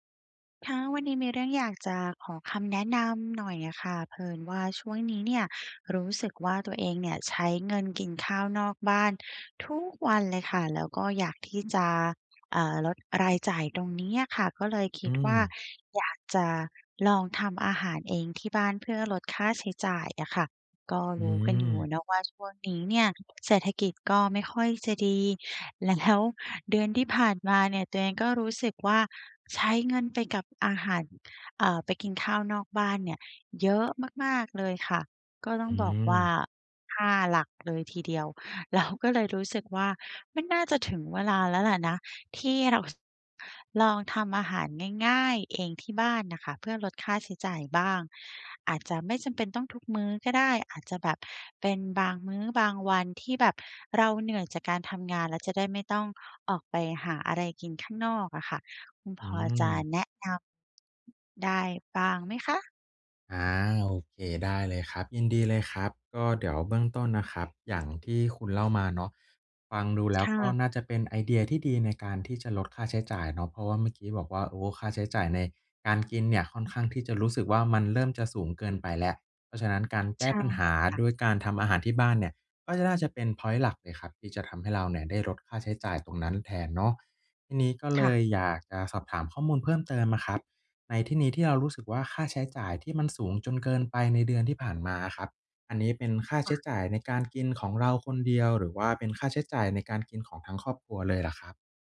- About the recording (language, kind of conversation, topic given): Thai, advice, ทำอาหารที่บ้านอย่างไรให้ประหยัดค่าใช้จ่าย?
- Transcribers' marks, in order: laughing while speaking: "แล้ว"; laughing while speaking: "เรา"; other noise